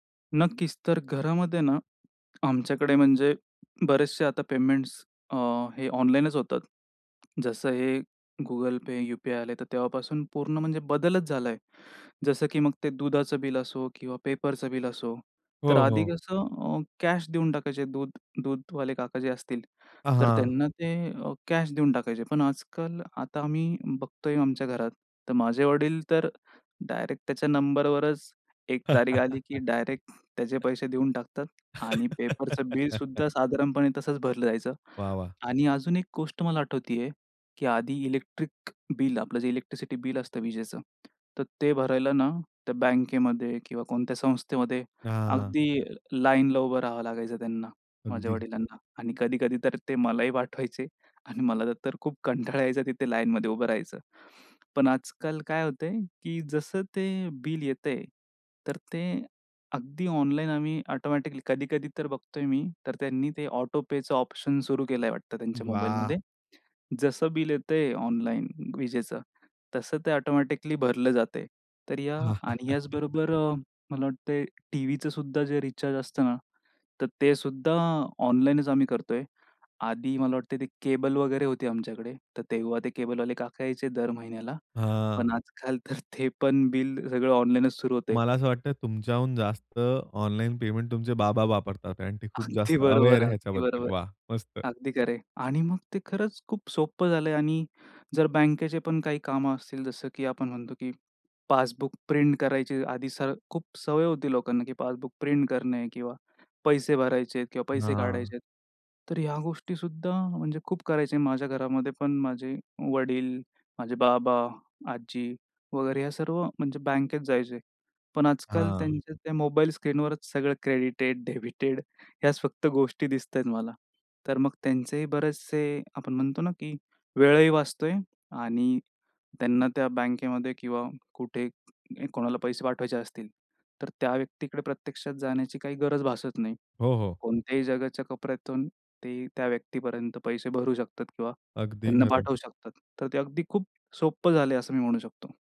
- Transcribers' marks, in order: other background noise; chuckle; tapping; chuckle; laughing while speaking: "पाठवायचे"; laughing while speaking: "कंटाळा"; in English: "ऑटोपेचं ऑप्शन"; chuckle; laughing while speaking: "ते पण बिल"; other noise; laughing while speaking: "अगदी बरोबर आहे. अगदी बरोबर"; in English: "अवेअर"; in English: "क्रेडिटेड, डेबिटेड"; laughing while speaking: "डेबिटेड"; horn
- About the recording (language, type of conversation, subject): Marathi, podcast, ऑनलाइन देयकांमुळे तुमचे व्यवहार कसे बदलले आहेत?